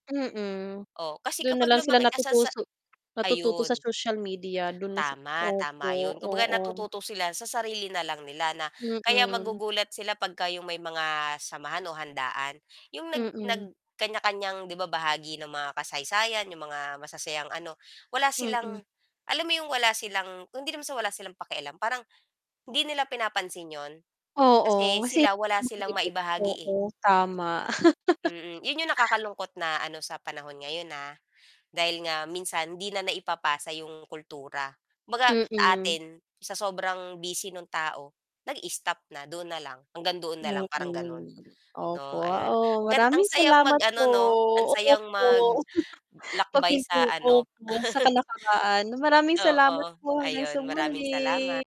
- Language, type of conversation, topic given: Filipino, unstructured, Ano ang papel ng pamilya sa paghubog ng ating kultura?
- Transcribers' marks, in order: static; unintelligible speech; chuckle; other background noise; distorted speech; chuckle; chuckle